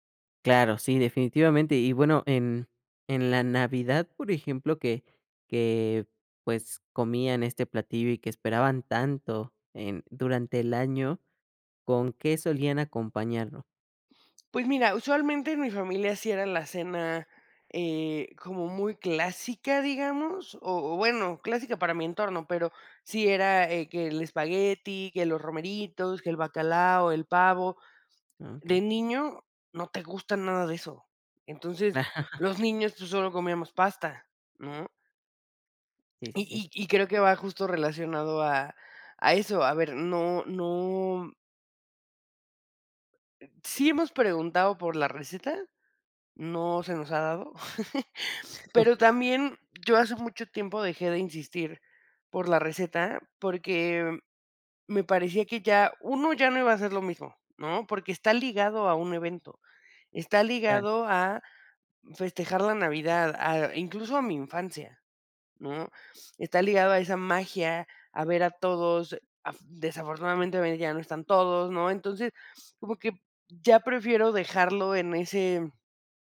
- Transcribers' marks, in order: chuckle; chuckle
- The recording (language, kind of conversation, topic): Spanish, podcast, ¿Qué platillo te trae recuerdos de celebraciones pasadas?